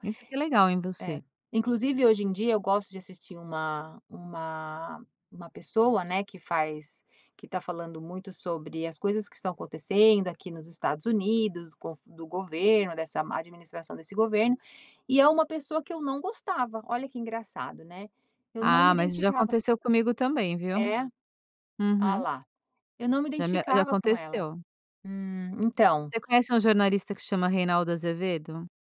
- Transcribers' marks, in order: none
- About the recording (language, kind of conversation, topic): Portuguese, podcast, Como seguir um ícone sem perder sua identidade?